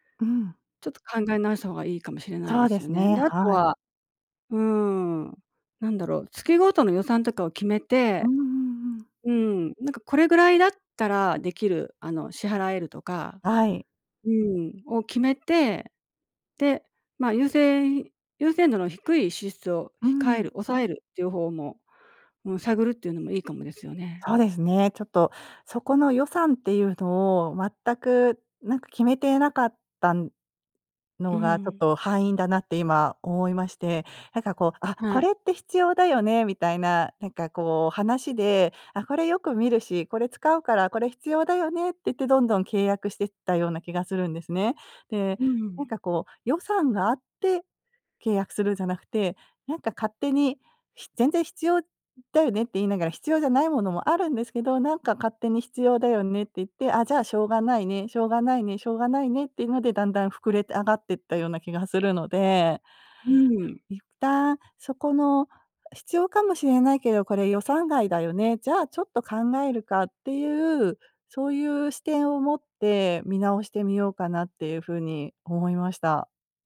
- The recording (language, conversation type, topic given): Japanese, advice, 毎月の定額サービスの支出が増えているのが気になるのですが、どう見直せばよいですか？
- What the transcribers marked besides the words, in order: tapping